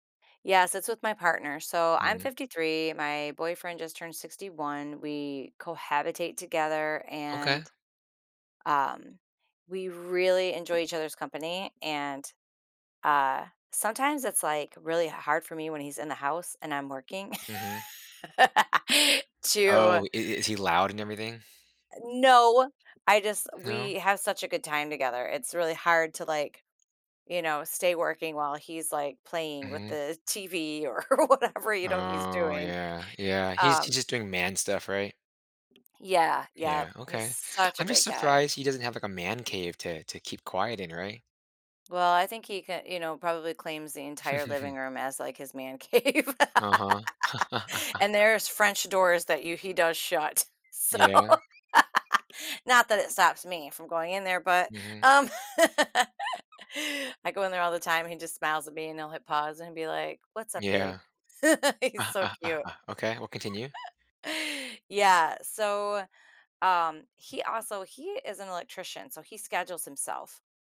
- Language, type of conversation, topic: English, advice, How can I balance hobbies and relationship time?
- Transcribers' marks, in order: tapping; background speech; laugh; other background noise; laughing while speaking: "whatever"; drawn out: "Oh"; stressed: "such"; chuckle; laugh; laughing while speaking: "cave"; laugh; laughing while speaking: "so"; laugh; laugh; laugh; laugh